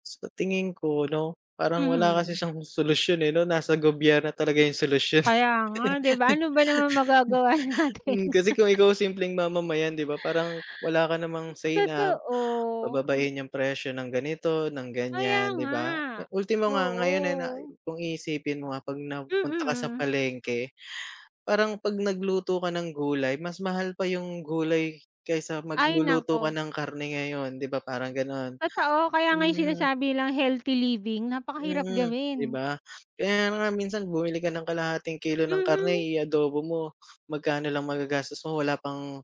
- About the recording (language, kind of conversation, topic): Filipino, unstructured, Paano mo nakikita ang epekto ng pagtaas ng presyo sa araw-araw na buhay?
- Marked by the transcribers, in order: laugh; laughing while speaking: "magagawa natin?"; laugh; gasp; in English: "health-living"